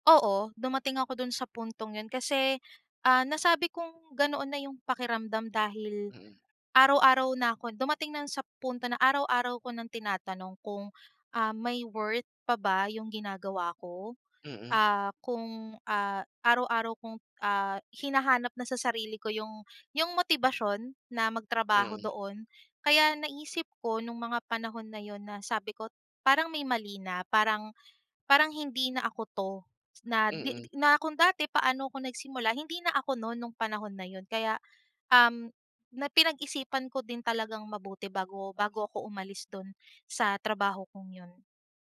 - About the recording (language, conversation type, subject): Filipino, podcast, Paano mo malalaman kung panahon na para umalis sa trabaho?
- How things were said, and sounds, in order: in English: "worth"